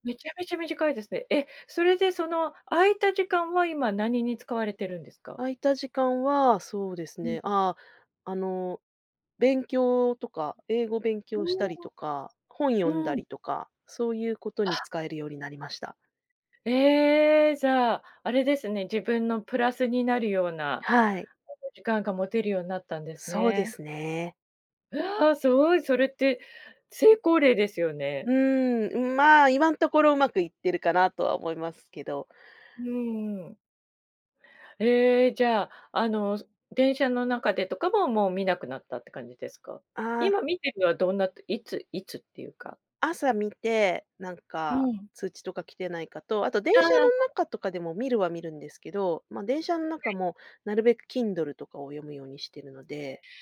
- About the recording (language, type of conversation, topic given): Japanese, podcast, SNSとどう付き合っていますか？
- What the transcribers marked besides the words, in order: other background noise